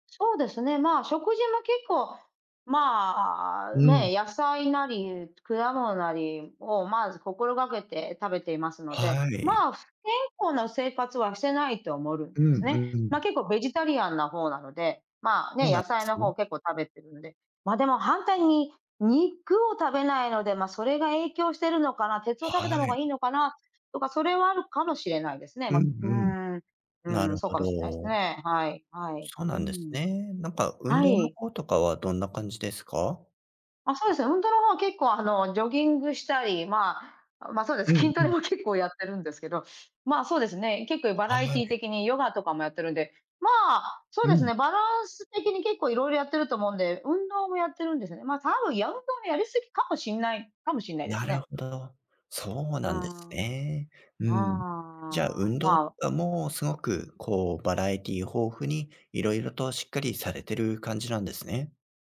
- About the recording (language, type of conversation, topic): Japanese, advice, 疲れや燃え尽きで何もやる気が出ないとき、どうしたらいいですか？
- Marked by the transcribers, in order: laughing while speaking: "筋トレも結構"